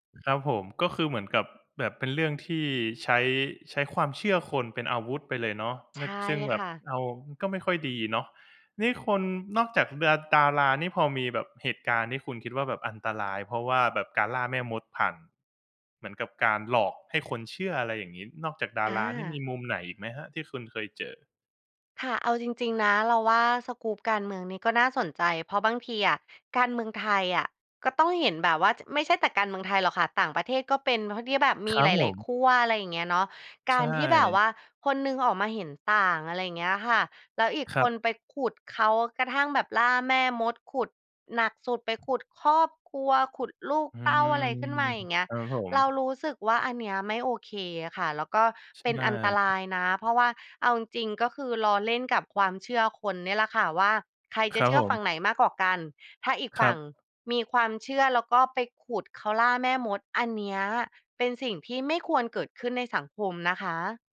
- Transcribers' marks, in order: none
- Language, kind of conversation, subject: Thai, podcast, เรื่องเล่าบนโซเชียลมีเดียส่งผลต่อความเชื่อของผู้คนอย่างไร?